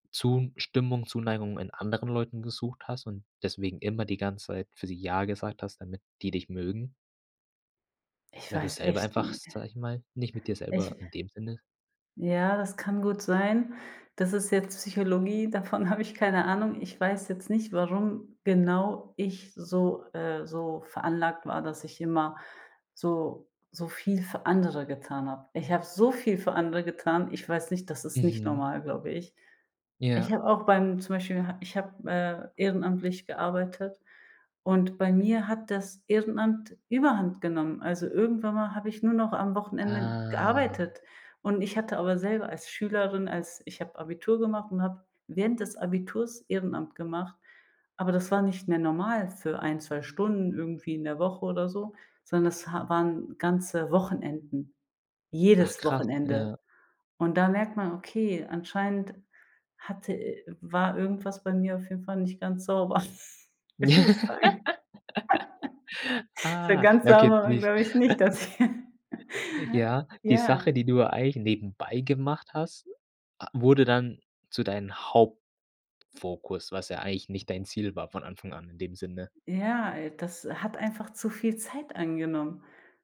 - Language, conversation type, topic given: German, podcast, Wie hast du gelernt, Nein zu sagen?
- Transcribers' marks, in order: "Zustimmung" said as "Zungstimmung"; laughing while speaking: "habe ich"; stressed: "so"; drawn out: "Ah"; stressed: "jedes"; laugh; giggle; unintelligible speech; laugh; laughing while speaking: "So ganz sauber war, glaube ich, nicht das hier"; giggle; laugh; stressed: "nebenbei"; other background noise